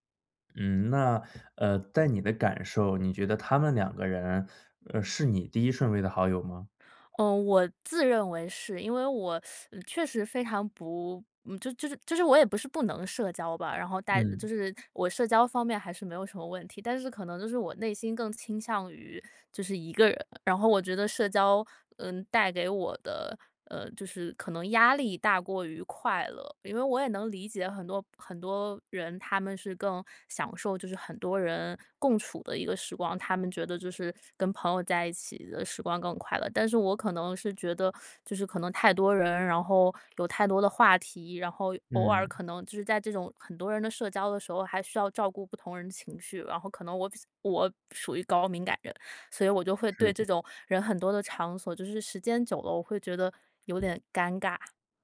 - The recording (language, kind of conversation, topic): Chinese, advice, 被强迫参加朋友聚会让我很疲惫
- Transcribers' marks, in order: teeth sucking; teeth sucking; other background noise